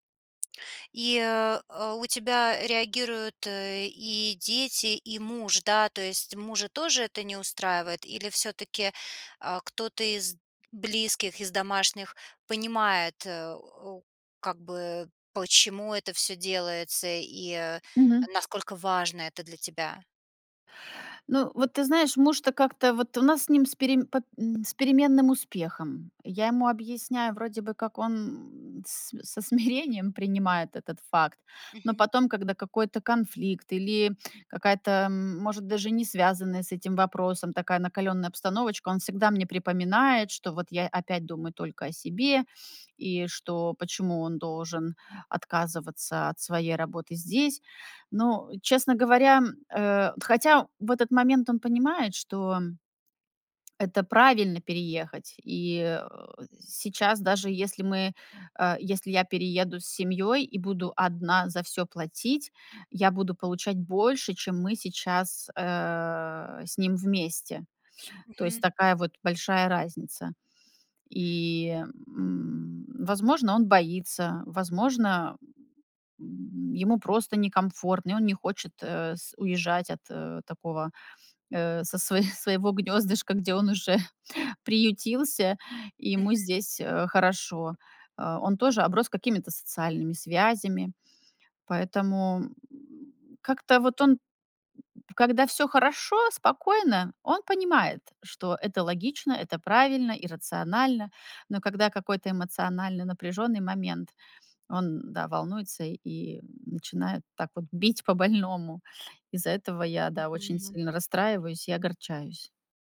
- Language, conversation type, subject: Russian, advice, Как разрешить разногласия о переезде или смене жилья?
- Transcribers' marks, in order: tapping; laughing while speaking: "с со смирением"; laughing while speaking: "со сво своего гнёздышка, где он уже приютился"; other background noise